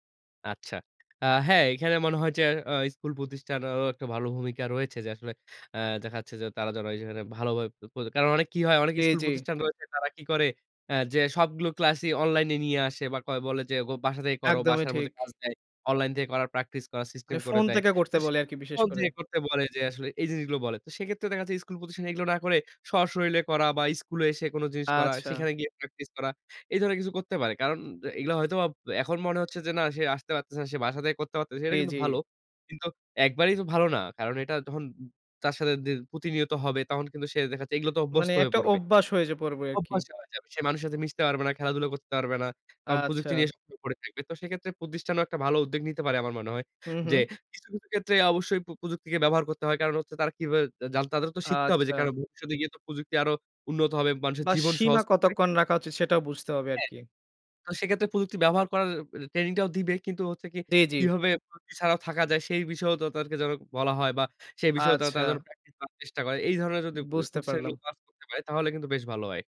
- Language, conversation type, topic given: Bengali, podcast, বাচ্চাদের প্রযুক্তি-অতিভার কমাতে আপনি কী পরামর্শ দেবেন?
- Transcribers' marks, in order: unintelligible speech